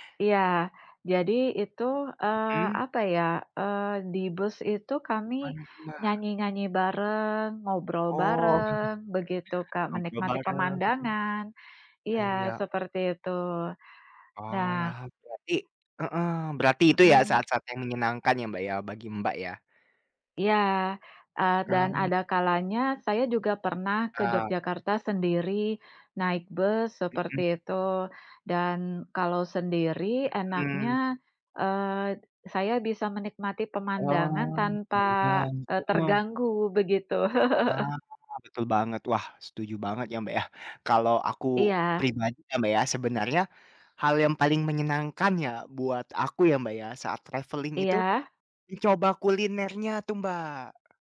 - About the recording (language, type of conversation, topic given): Indonesian, unstructured, Bagaimana bepergian bisa membuat kamu merasa lebih bahagia?
- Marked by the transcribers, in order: unintelligible speech; chuckle; in English: "travelling"; other background noise